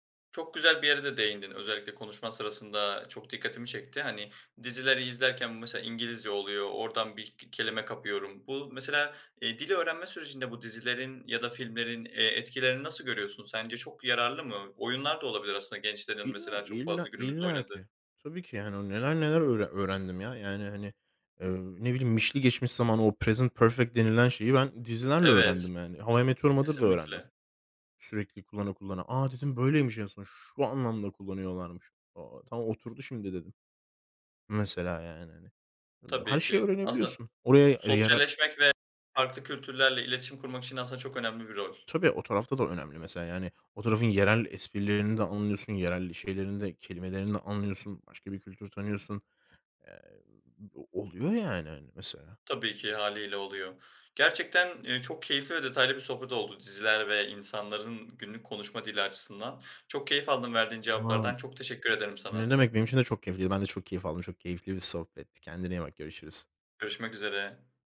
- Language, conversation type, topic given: Turkish, podcast, Diziler sence insanların gündelik konuşma dilini nasıl etkiliyor?
- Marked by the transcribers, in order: other background noise; in English: "present perfect"; other noise; unintelligible speech; tapping